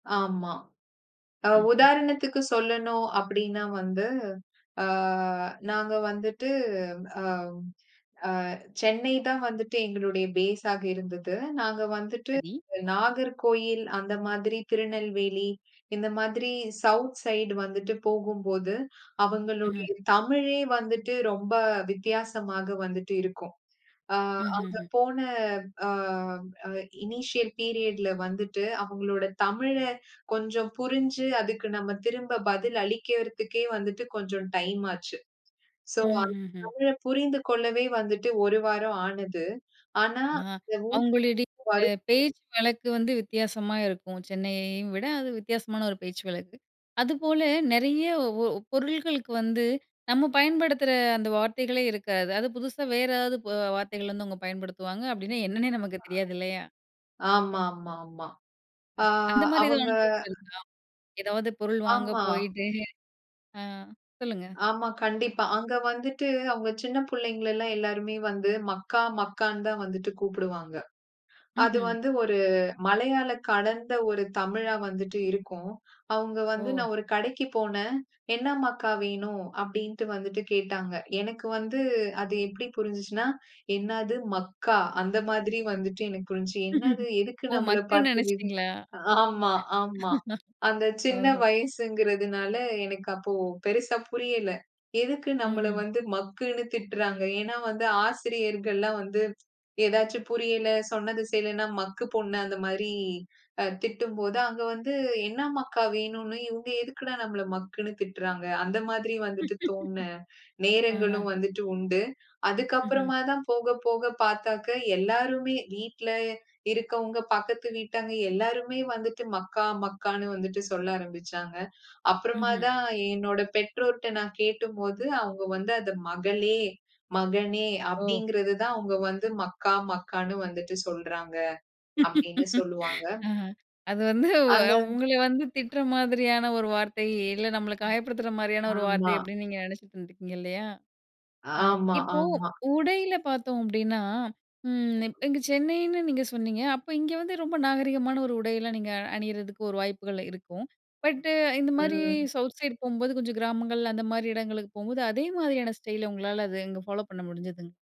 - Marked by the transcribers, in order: in English: "சவுத் சைட்"; in English: "இனிஷியல் பீரியட்ல"; unintelligible speech; other noise; chuckle; laugh; laughing while speaking: "ஓ! மக்குன்னு நெனைச்சிட்டீங்களா?"; laugh; tsk; laugh; laugh; laughing while speaking: "ஆ அது வந்து உங்கள வந்து திட்டுற மாதிரியான ஒரு வார்த்தை இல்ல"; in English: "சவுத் சைட்"; in English: "ஸ்டைல்"; in English: "ஃபாலோ"
- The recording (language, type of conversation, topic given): Tamil, podcast, உங்கள் பாணியைச் சுருக்கமாகச் சொல்ல வேண்டுமென்றால், அதை நீங்கள் எப்படி விவரிப்பீர்கள்?